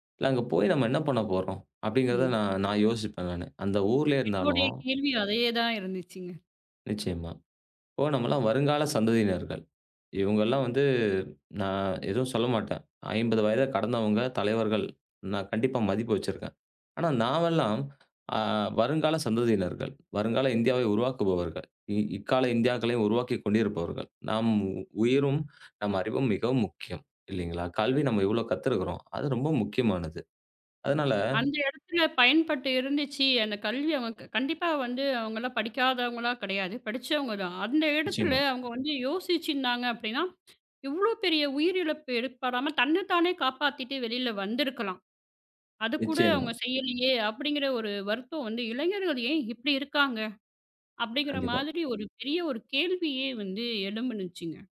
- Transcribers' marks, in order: tapping; "ஏற்ப்படாம" said as "ஏடுப்படாம"; "எழுந்துச்சுங்க" said as "எழும்புனுச்சுங்க"
- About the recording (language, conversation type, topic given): Tamil, podcast, இளைஞர்களை சமுதாயத்தில் ஈடுபடுத்த என்ன செய்யலாம்?